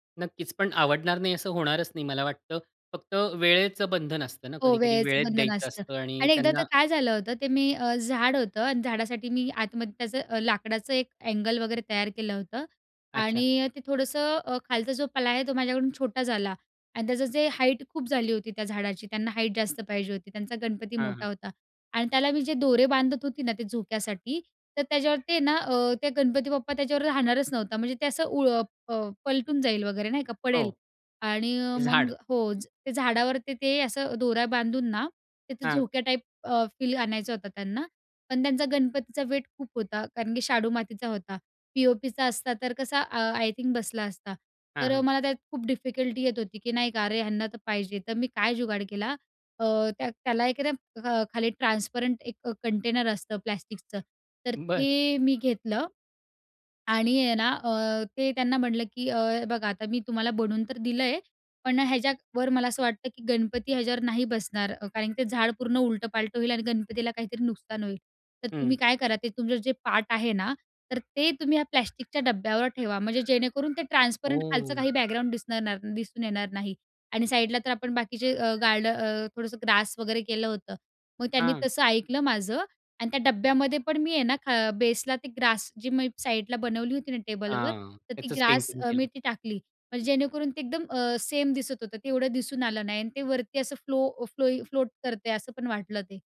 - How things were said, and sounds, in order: background speech; in English: "वेट"; in English: "डिफिकल्टी"; in English: "ट्रान्सपरंट"; other background noise; in English: "कंटेनर"; in English: "ट्रान्सपरंट"; in English: "ग्रास"; in English: "बेसला"; in English: "ग्रास"; in English: "ग्रास"; in English: "फ्लोट"
- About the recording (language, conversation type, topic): Marathi, podcast, या छंदामुळे तुमच्या आयुष्यात कोणते बदल झाले?